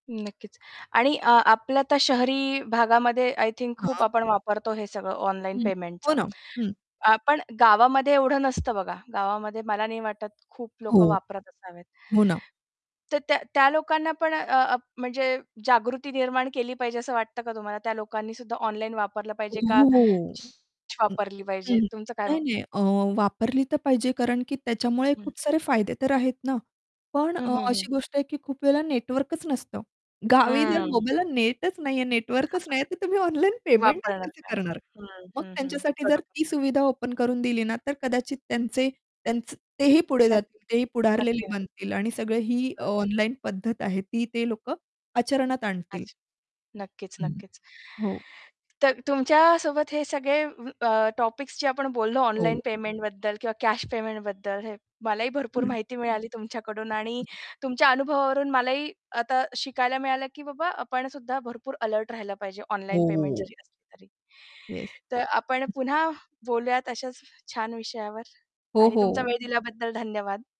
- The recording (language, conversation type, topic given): Marathi, podcast, तुम्हाला इंटरनेटवरून पैसे भरण्याचा अनुभव कसा आहे?
- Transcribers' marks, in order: tapping; in English: "आय थिंक"; static; distorted speech; other background noise; unintelligible speech; background speech; chuckle; laughing while speaking: "ऑनलाईन पेमेंटच कसं करणार?"; stressed: "पेमेंटच"; in English: "ओपन"; in English: "टॉपिक्स"; chuckle